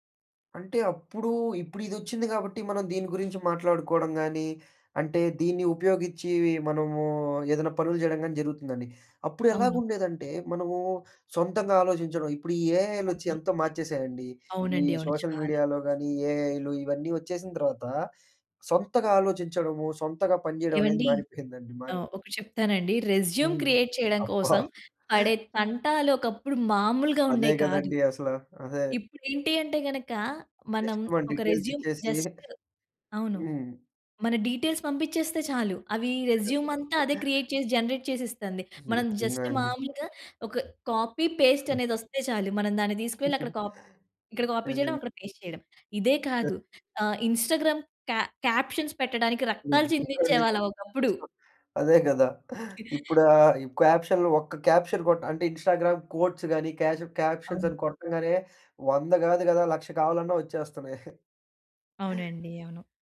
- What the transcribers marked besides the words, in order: other background noise; in English: "సోషల్ మీడియాలో"; in English: "రెజ్యూమ్ క్రియేట్"; giggle; tapping; in English: "రెజ్యూమ్"; in English: "డీటేల్స్"; in English: "క్రియేట్"; in English: "జనరేట్"; in English: "జస్ట్"; in English: "కాపీ"; other noise; in English: "కాపీ"; chuckle; in English: "పేస్ట్"; in English: "ఇన్‌స్టాగ్రామ్ క్యా క్యాప్షన్స్"; in English: "క్యాప్షన్‌లో"; in English: "క్యాప్షన్"; in English: "ఇన్‌స్టాగ్రామ్ కోట్స్"; giggle
- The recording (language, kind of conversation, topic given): Telugu, podcast, సోషల్ మీడియాలో చూపుబాటలు మీ ఎంపికలను ఎలా మార్చేస్తున్నాయి?